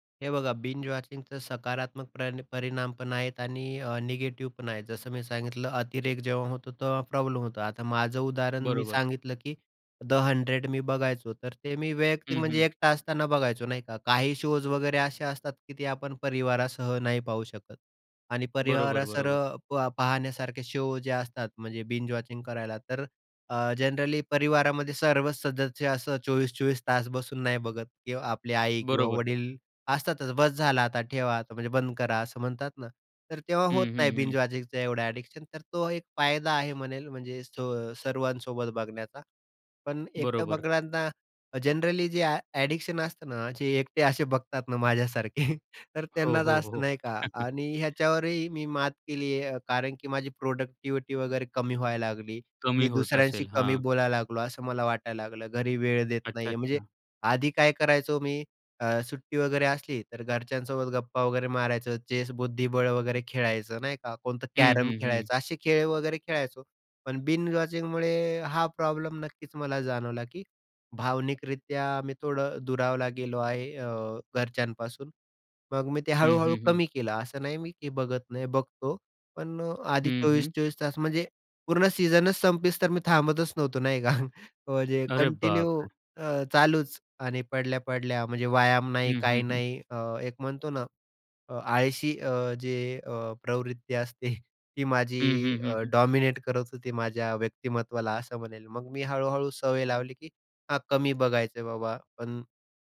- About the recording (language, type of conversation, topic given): Marathi, podcast, सलग भाग पाहण्याबद्दल तुमचे मत काय आहे?
- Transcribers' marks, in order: in English: "बिंज वॉचिंगचा"; in English: "शोज"; "परिवारासह" said as "सर"; in English: "शो"; in English: "बिंज वॉचिंग"; in English: "जनरली"; in English: "बिंज वॉचिंगचं"; in English: "ॲडिक्शन"; in English: "जनरली"; in English: "ॲडिक्शन"; tapping; laughing while speaking: "माझ्यासारखे"; chuckle; in English: "प्रॉडक्टिव्हिटी"; in English: "बिंज वॉचिंगमुळे"; laughing while speaking: "नाही का?"; in English: "कंटिन्यू"; laughing while speaking: "असते"; in English: "डॉमिनेट"